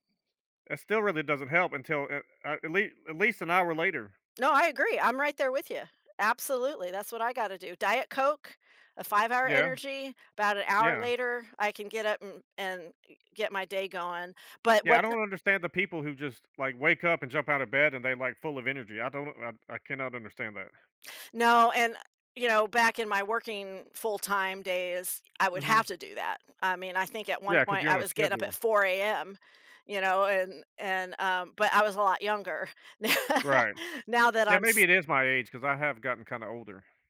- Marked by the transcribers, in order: stressed: "have"; chuckle
- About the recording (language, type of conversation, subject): English, unstructured, What factors affect when you feel most productive during the day?